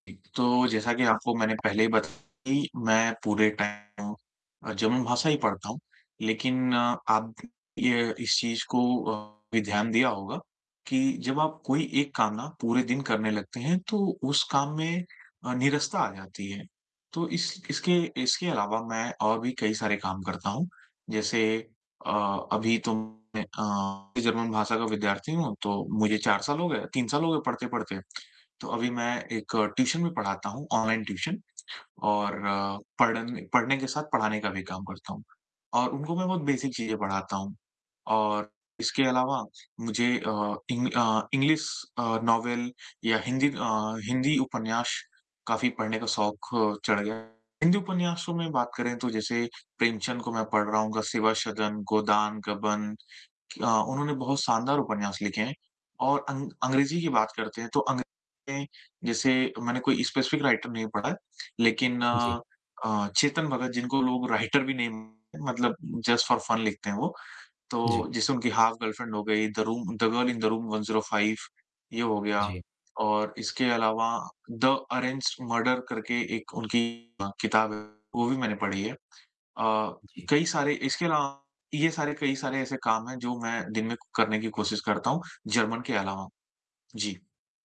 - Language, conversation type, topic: Hindi, advice, मैं कैसे तय करूँ कि कौन से काम सबसे जरूरी और महत्वपूर्ण हैं?
- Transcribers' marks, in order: tapping; distorted speech; in English: "टाइम"; in English: "बेसिक"; in English: "स्पेसिफिक राइटर"; in English: "राइटर"; in English: "जस्ट फॉर फन"